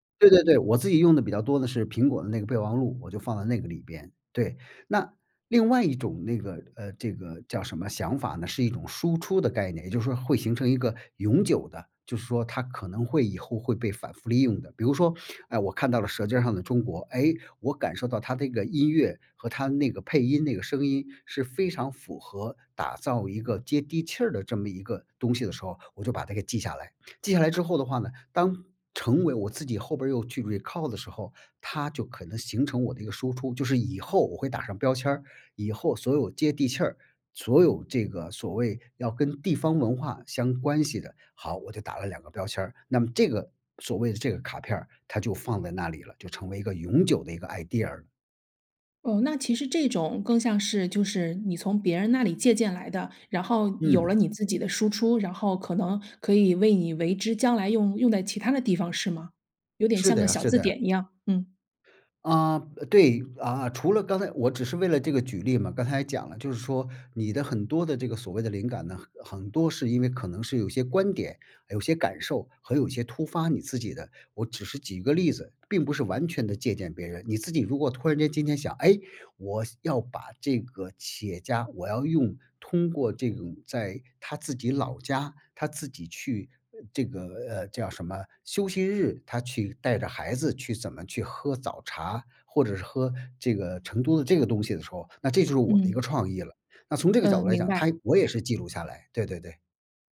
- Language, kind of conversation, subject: Chinese, podcast, 你平时如何收集素材和灵感？
- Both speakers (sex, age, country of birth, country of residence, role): female, 40-44, China, France, host; male, 55-59, China, United States, guest
- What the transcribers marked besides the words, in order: teeth sucking; in English: "recall"; in English: "idea"